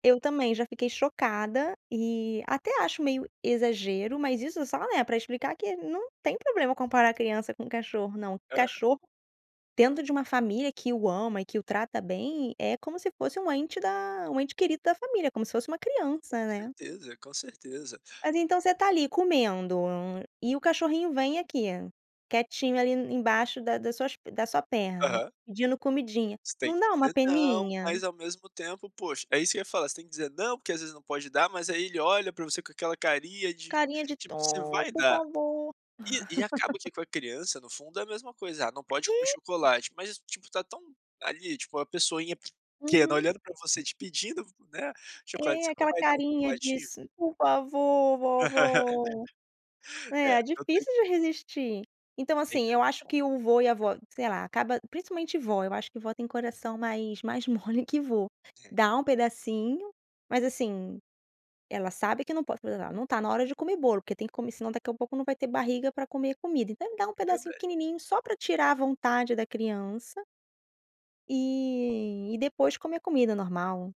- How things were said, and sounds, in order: laugh; other background noise; put-on voice: "Por favor, vovó"; laugh; chuckle; unintelligible speech; tapping
- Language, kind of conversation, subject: Portuguese, podcast, De que modo os avós influenciam os valores das crianças?
- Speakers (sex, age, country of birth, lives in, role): female, 35-39, Brazil, France, guest; male, 25-29, Brazil, Portugal, host